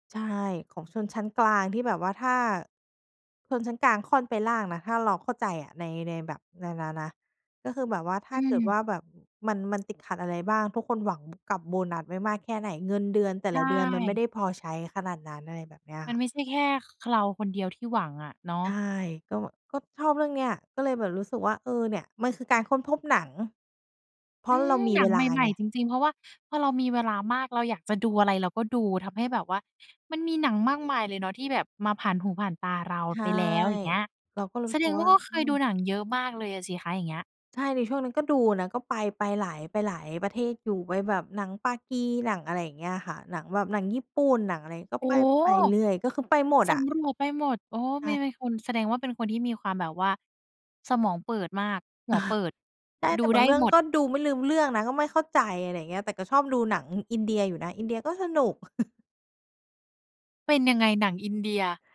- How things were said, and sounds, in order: surprised: "โอ้"; chuckle
- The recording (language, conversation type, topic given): Thai, podcast, งานอดิเรกเก่าอะไรที่คุณอยากกลับไปทำอีกครั้ง?